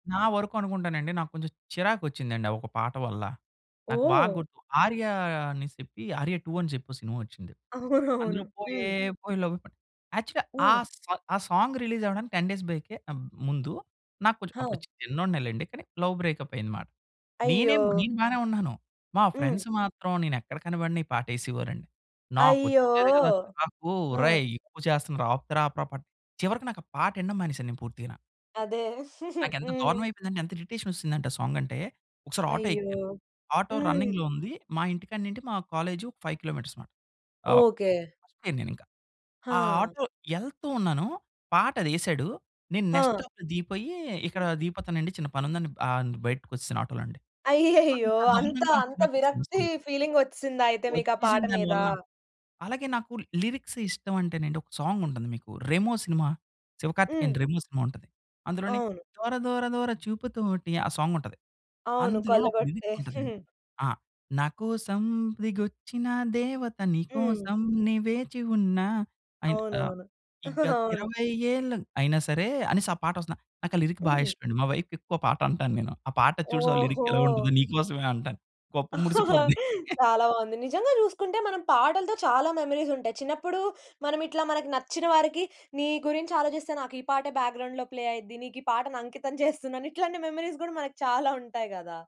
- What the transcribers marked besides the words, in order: singing: "పోయే పోయే లవ్వే పోని"; chuckle; in English: "యాక్చువల్లీ"; in English: "సాంగ్"; in English: "సాంగ్ రిలీజ్"; in English: "టెన్ డేస్"; in English: "లవ్ బ్రేకప్"; in English: "ఫ్రెండ్స్"; chuckle; in English: "రన్నింగ్‌లో"; in English: "ఫైవ్ కిలోమీటర్స్"; tapping; unintelligible speech; in English: "నెక్స్ట్ స్టాప్‌లో"; other noise; in English: "సాంగ్"; in English: "లిరిక్స్"; other background noise; singing: "దోర దోర దోర చూపుతోటి"; giggle; singing: "నా కోసం దిగొచ్చిన దేవత నీ కోసం నే వేచి ఉన్న"; singing: "ఈ గత ఇరవై ఏళ్లు, అయినా సరే"; giggle; in English: "లిరిక్"; chuckle; in English: "బ్యాక్‌గ్రౌండ్‌లో ప్లే"; in English: "మెమరీస్"
- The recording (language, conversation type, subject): Telugu, podcast, పాటల మాటలు మీకు ఎంతగా ప్రభావం చూపిస్తాయి?